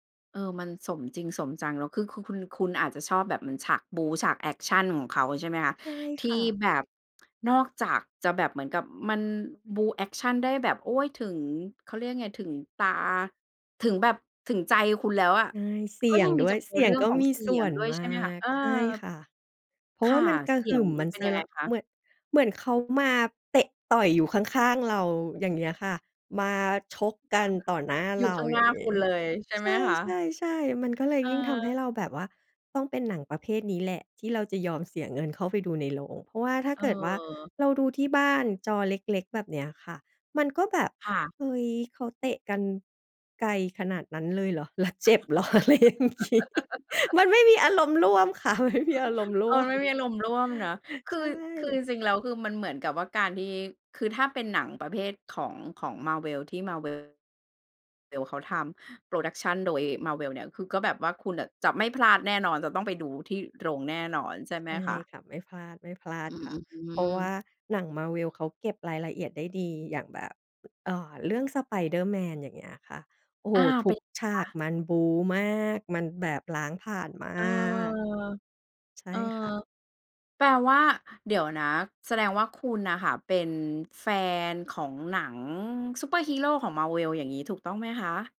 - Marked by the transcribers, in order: in English: "Surr"; chuckle; laughing while speaking: "แล้วเจ็บเหรอ ? อะไรอย่างงี้"; laugh; laughing while speaking: "มันไม่"; chuckle; other background noise
- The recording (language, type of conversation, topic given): Thai, podcast, คุณคิดอย่างไรกับการดูหนังในโรงหนังเทียบกับการดูที่บ้าน?